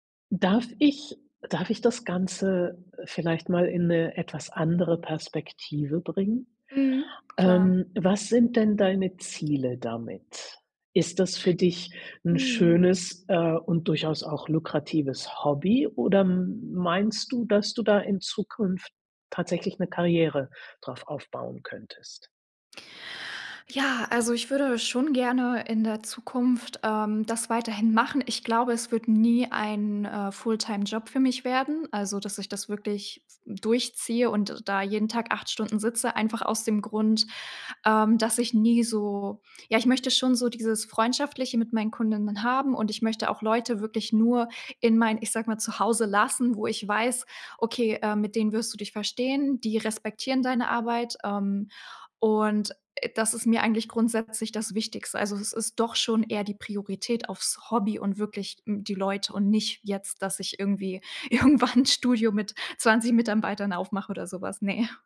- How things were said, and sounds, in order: laughing while speaking: "irgendwann"; "Mitarbeitern" said as "Mitambeitern"; laughing while speaking: "ne"
- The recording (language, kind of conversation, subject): German, advice, Wie blockiert der Vergleich mit anderen deine kreative Arbeit?